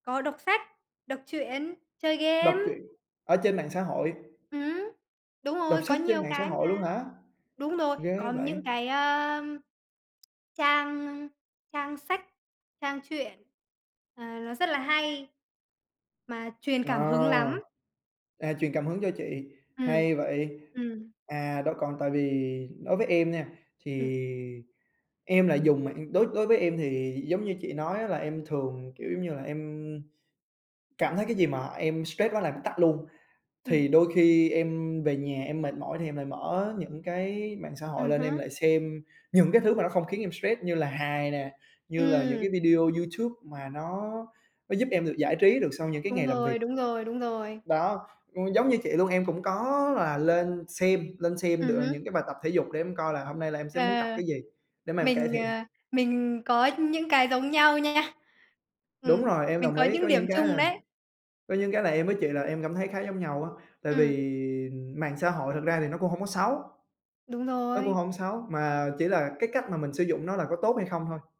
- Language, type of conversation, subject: Vietnamese, unstructured, Mạng xã hội có làm cuộc sống của bạn trở nên căng thẳng hơn không?
- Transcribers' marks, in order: tapping; tsk; other background noise